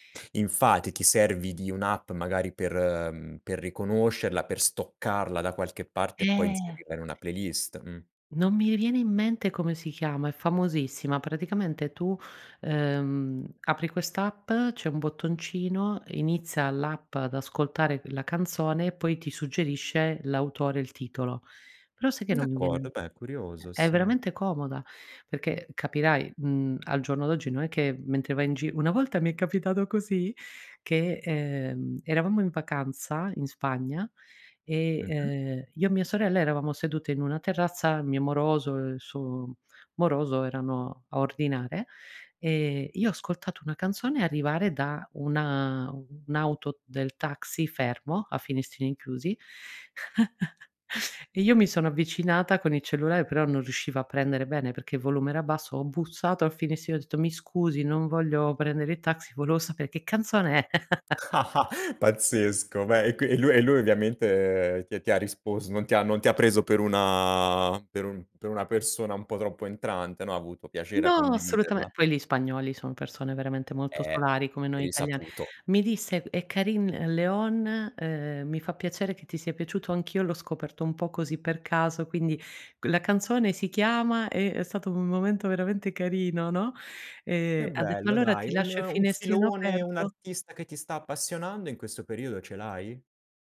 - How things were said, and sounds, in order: drawn out: "Eh"; chuckle; laugh
- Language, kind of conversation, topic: Italian, podcast, Come costruisci una playlist che funziona per te?